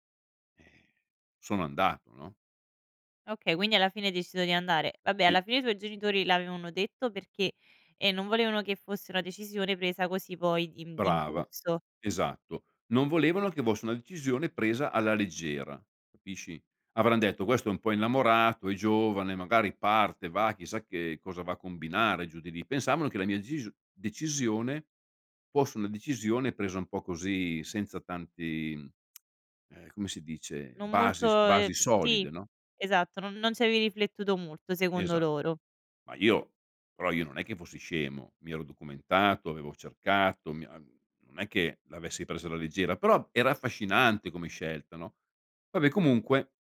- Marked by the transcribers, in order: lip smack
- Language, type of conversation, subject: Italian, podcast, Raccontami di una sfida importante che hai dovuto superare nella vita